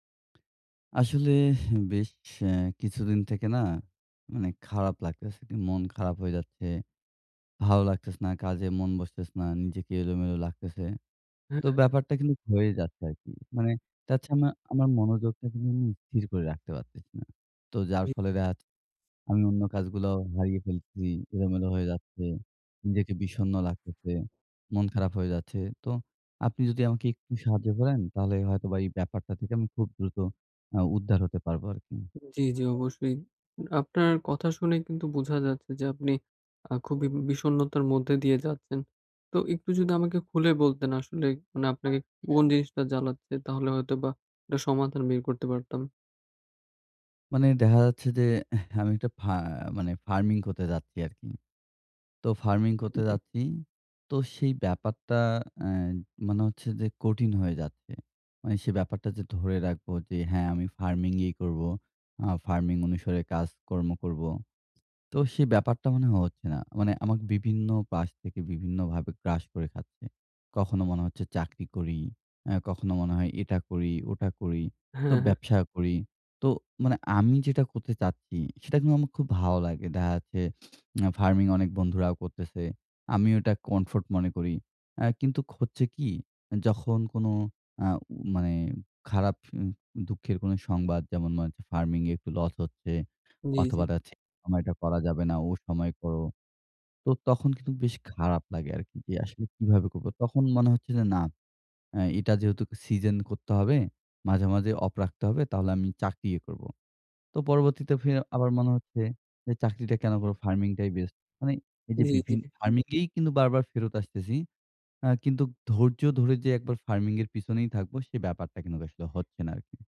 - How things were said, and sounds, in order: tapping; unintelligible speech; other background noise; unintelligible speech; "বিভিন্ন" said as "বিভিন"
- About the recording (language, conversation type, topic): Bengali, advice, ব্যায়াম চালিয়ে যেতে কীভাবে আমি ধারাবাহিকভাবে অনুপ্রেরণা ধরে রাখব এবং ধৈর্য গড়ে তুলব?